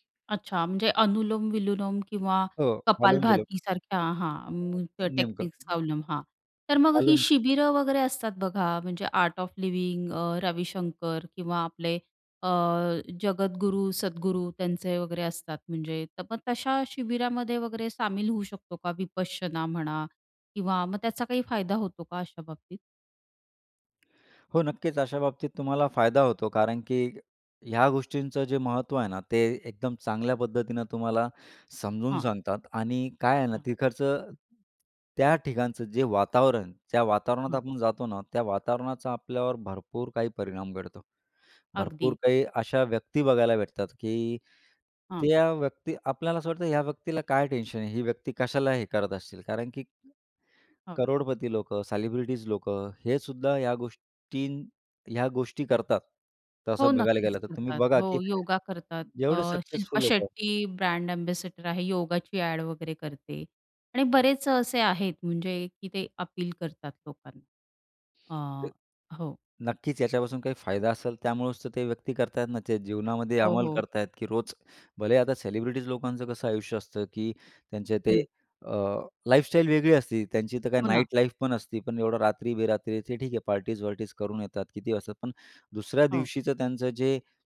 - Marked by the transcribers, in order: other background noise; tapping; unintelligible speech; other noise; in English: "आर्ट ऑफ लिव्हिंग"; in English: "अपील"
- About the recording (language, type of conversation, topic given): Marathi, podcast, ध्यान आणि श्वासाच्या सरावामुळे तुला नेमके कोणते फायदे झाले?